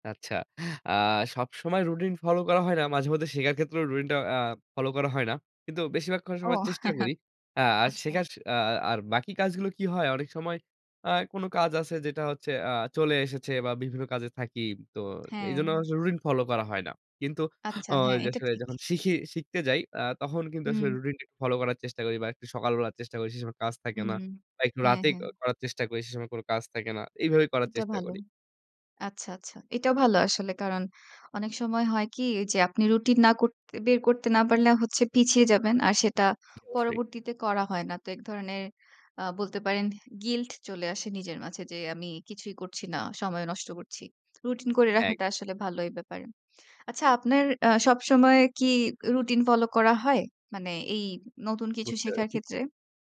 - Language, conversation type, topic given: Bengali, podcast, আপনি ব্যস্ততার মধ্যেও নিজের শেখার জন্য কীভাবে সময় বের করে নিতেন?
- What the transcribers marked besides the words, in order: unintelligible speech; chuckle; other background noise